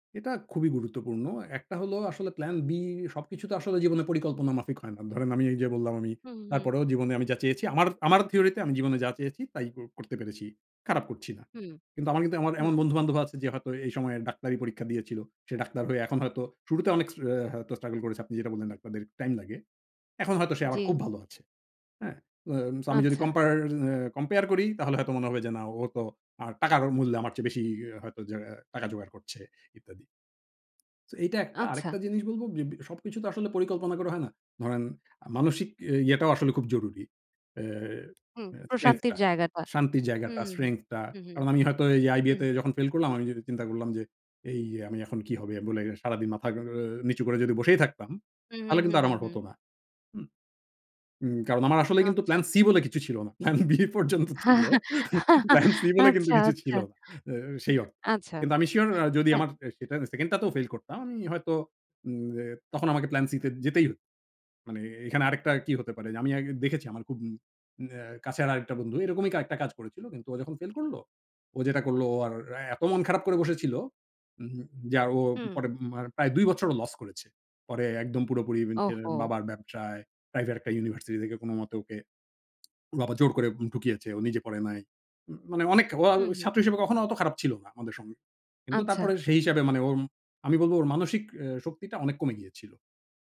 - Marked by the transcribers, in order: "কম্পেয়ার" said as "কমপায়ার"; in English: "compare"; in English: "strength"; in English: "strength"; laugh; laughing while speaking: "আচ্ছা, আচ্ছা"; laughing while speaking: "Plan B পর্যন্ত ছিল"; "আরেকটা" said as "কারেকটা"
- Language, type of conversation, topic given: Bengali, podcast, আপনার মতে কখন ঝুঁকি নেওয়া উচিত, এবং কেন?